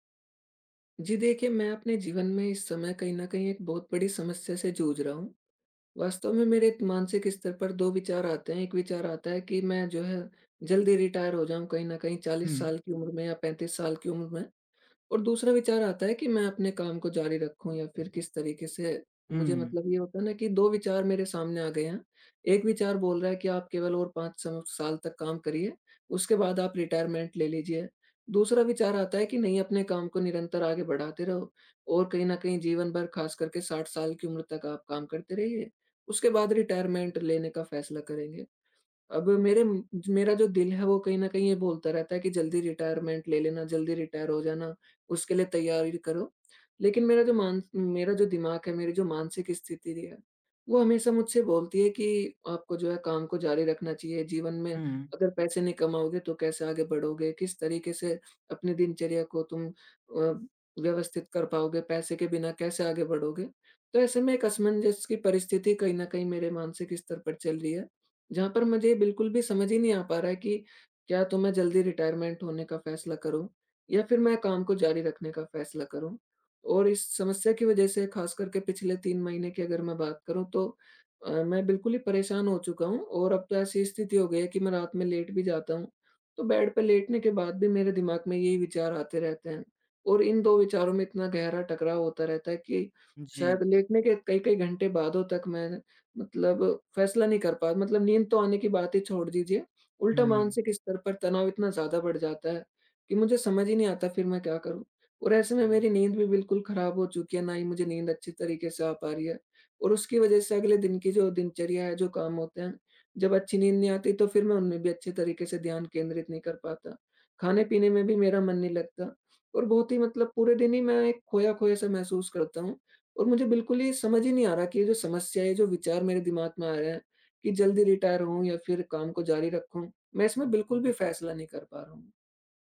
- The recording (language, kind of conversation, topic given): Hindi, advice, आपको जल्दी सेवानिवृत्ति लेनी चाहिए या काम जारी रखना चाहिए?
- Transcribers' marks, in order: "तैयारी" said as "तैयाररी"; in English: "रिटायरमेंट"